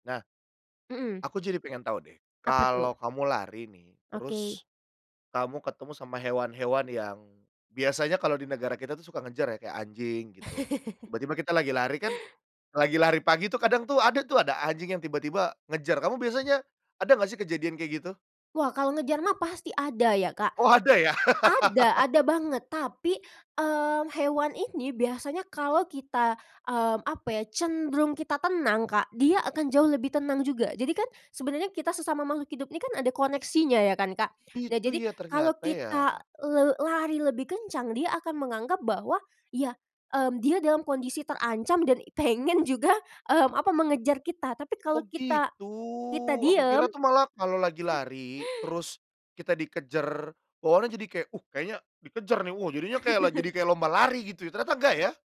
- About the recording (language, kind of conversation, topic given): Indonesian, podcast, Apa kebiasaan pagi yang bikin harimu jadi lebih baik?
- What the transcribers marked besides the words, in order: chuckle; other background noise; laugh; laughing while speaking: "pengen"; chuckle; chuckle